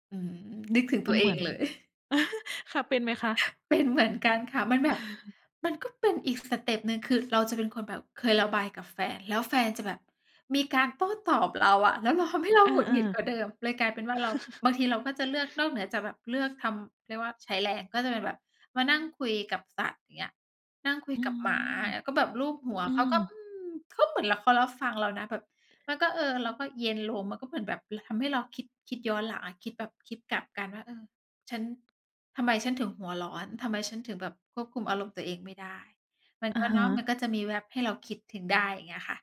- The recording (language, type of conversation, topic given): Thai, unstructured, มีอะไรช่วยให้คุณรู้สึกดีขึ้นตอนอารมณ์ไม่ดีไหม?
- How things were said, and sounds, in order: laughing while speaking: "เลย"; chuckle; laughing while speaking: "เป็นเหมือนกันค่ะ"; other background noise; chuckle